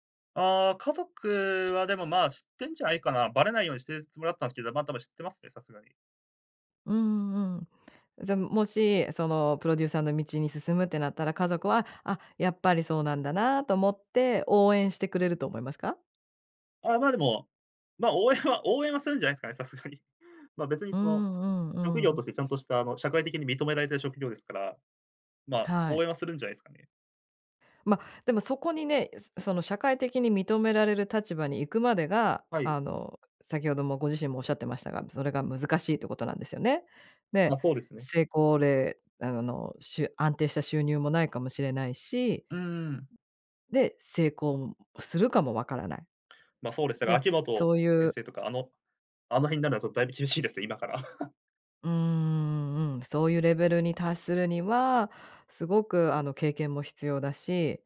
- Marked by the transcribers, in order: tapping; laughing while speaking: "応援は"; laughing while speaking: "さすがに"; laugh
- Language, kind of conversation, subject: Japanese, podcast, 好きなことを仕事にすべきだと思いますか？